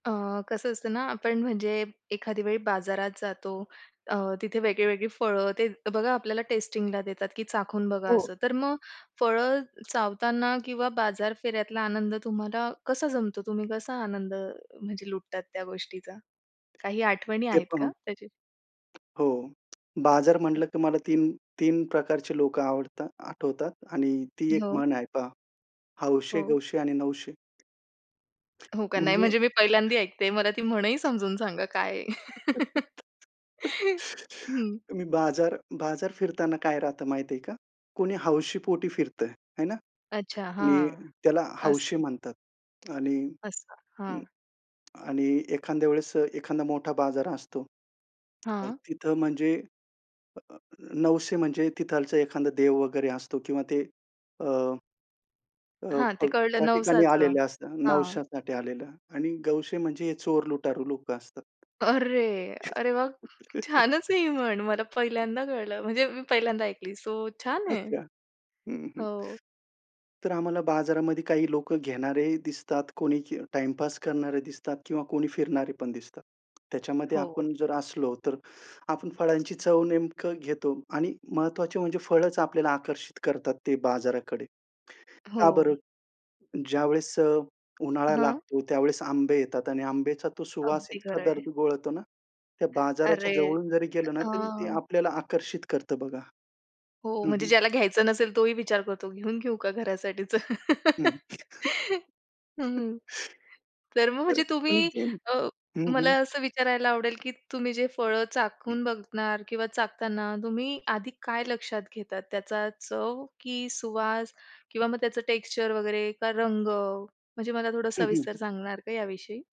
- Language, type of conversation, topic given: Marathi, podcast, फळांची चव घेताना आणि बाजारात भटकताना तुम्हाला सर्वाधिक आनंद कशात मिळतो?
- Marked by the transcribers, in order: other noise; tapping; chuckle; laugh; giggle; laugh